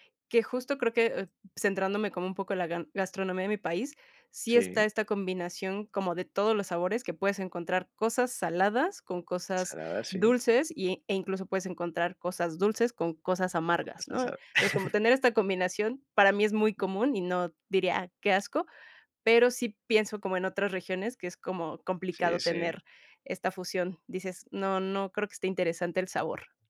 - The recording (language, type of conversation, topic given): Spanish, unstructured, ¿Alguna vez te ha dado miedo o asco probar una actividad nueva?
- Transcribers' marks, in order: chuckle